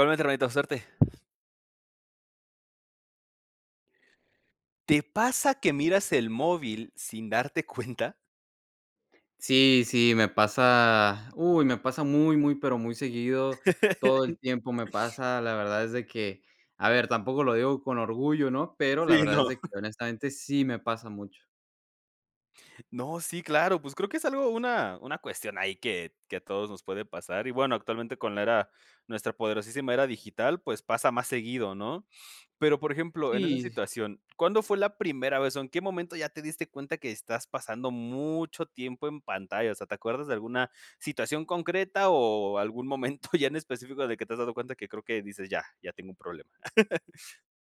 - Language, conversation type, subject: Spanish, podcast, ¿Te pasa que miras el celular sin darte cuenta?
- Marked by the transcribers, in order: other background noise; laughing while speaking: "cuenta?"; laugh; giggle; chuckle; laugh